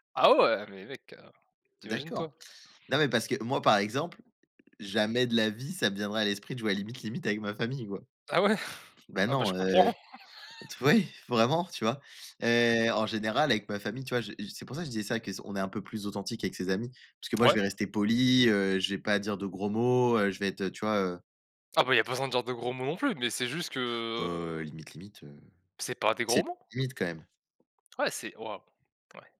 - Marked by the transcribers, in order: tapping; chuckle; laugh
- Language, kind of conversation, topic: French, unstructured, Préférez-vous les soirées entre amis ou les moments en famille ?